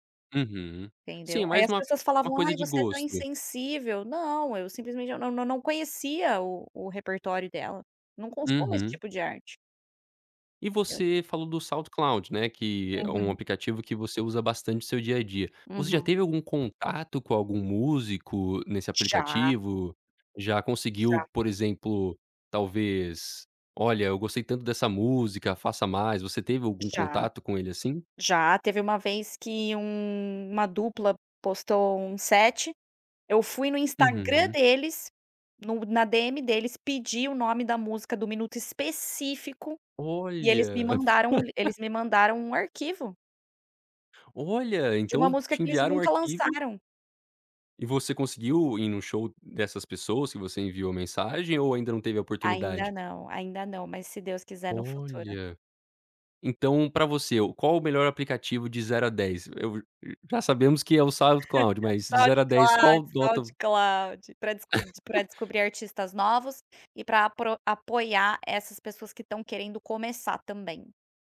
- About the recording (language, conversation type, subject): Portuguese, podcast, Como a internet mudou a forma de descobrir música?
- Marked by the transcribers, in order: giggle; other noise; laugh; giggle